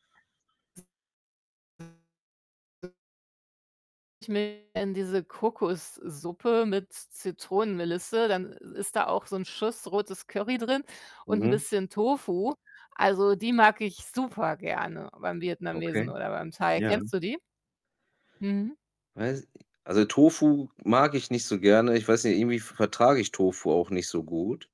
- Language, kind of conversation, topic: German, unstructured, Was bedeutet für dich gutes Essen?
- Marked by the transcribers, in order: other background noise; unintelligible speech; distorted speech